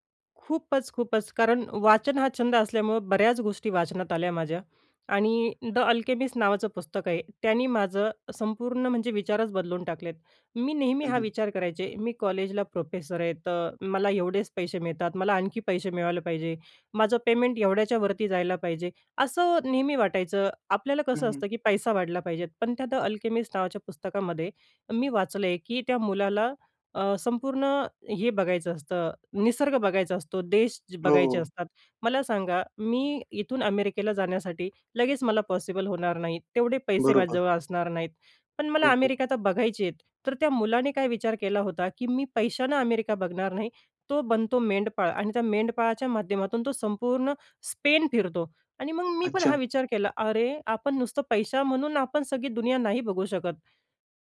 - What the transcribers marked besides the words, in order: other background noise; in English: "पॉसिबल"
- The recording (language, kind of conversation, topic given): Marathi, podcast, तुमचा आदर्श सुट्टीचा दिवस कसा असतो?